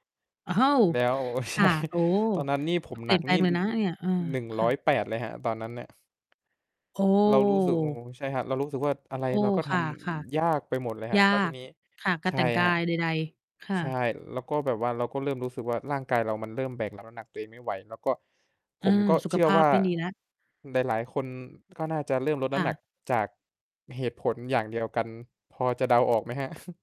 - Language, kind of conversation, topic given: Thai, unstructured, การออกกำลังกายช่วยเปลี่ยนแปลงชีวิตของคุณอย่างไร?
- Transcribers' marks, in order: laughing while speaking: "อ้าว !"; distorted speech; laughing while speaking: "ใช่"; chuckle; chuckle